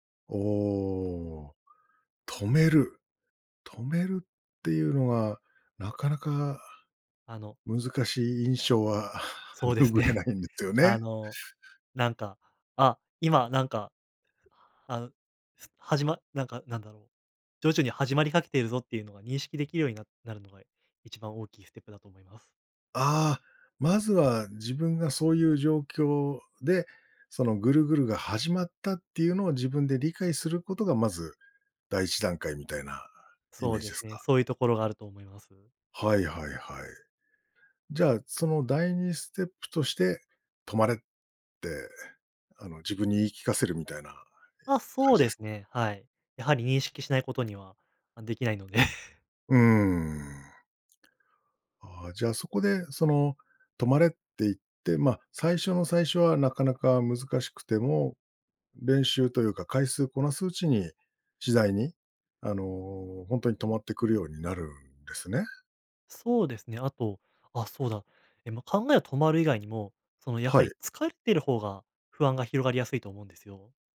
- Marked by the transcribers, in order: tapping; chuckle; laughing while speaking: "拭えないんですよね"; laughing while speaking: "そうですね"; laughing while speaking: "ので"; other background noise
- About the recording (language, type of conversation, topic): Japanese, podcast, 不安なときにできる練習にはどんなものがありますか？